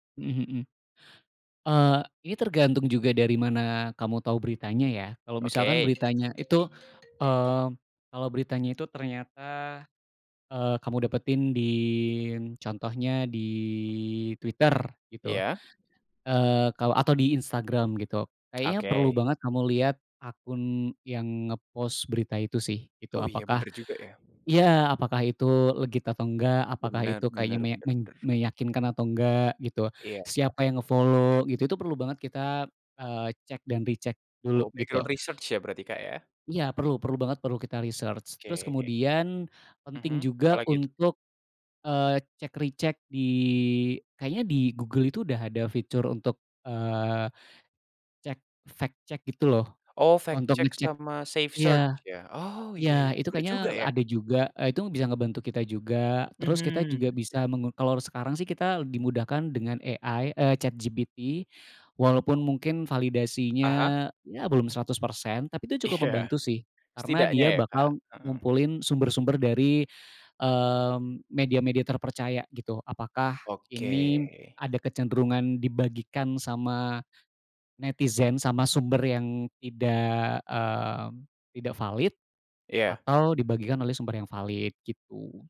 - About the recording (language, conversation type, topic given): Indonesian, podcast, Pernahkah kamu tertipu hoaks, dan bagaimana reaksimu saat menyadarinya?
- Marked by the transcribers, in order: alarm; other background noise; in English: "nge-follow"; in English: "recheck"; in English: "ground research"; in English: "research"; in English: "check recheck"; in English: "AI"; tapping; laughing while speaking: "Iya"